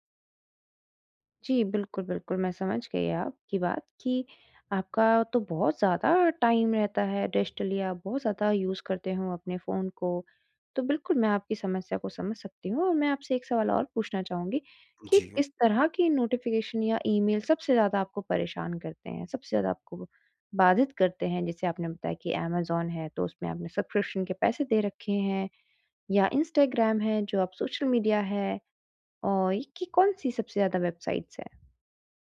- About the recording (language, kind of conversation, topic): Hindi, advice, आप अपने डिजिटल उपयोग को कम करके सब्सक्रिप्शन और सूचनाओं से कैसे छुटकारा पा सकते हैं?
- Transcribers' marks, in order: in English: "टाइम"; in English: "डेस्टिलिया"; in English: "यूज़"; in English: "नोटिफ़िकेशन"; in English: "सब्सक्रिप्शन"; in English: "वेबसाइट्स"